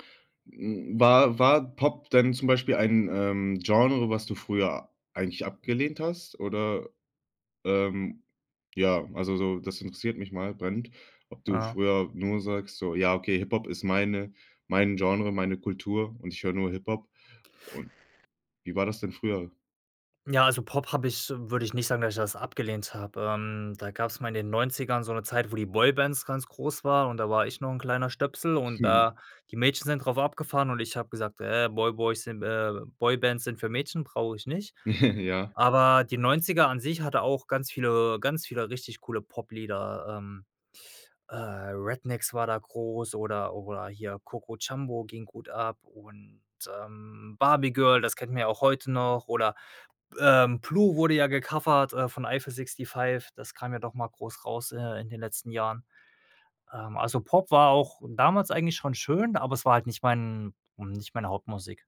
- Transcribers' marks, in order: chuckle; laugh
- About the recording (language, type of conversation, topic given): German, podcast, Wie hat sich dein Musikgeschmack über die Jahre verändert?